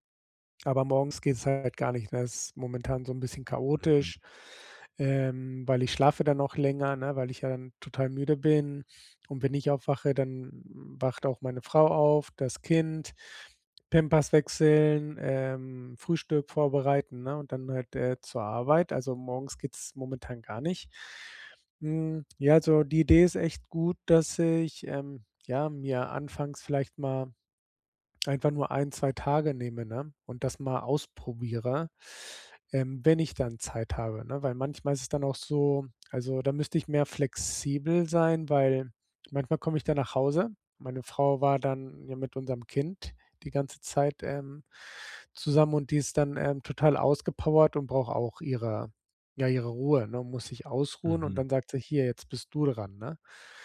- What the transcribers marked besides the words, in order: other noise
- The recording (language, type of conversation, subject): German, advice, Wie kann ich trotz Unsicherheit eine tägliche Routine aufbauen?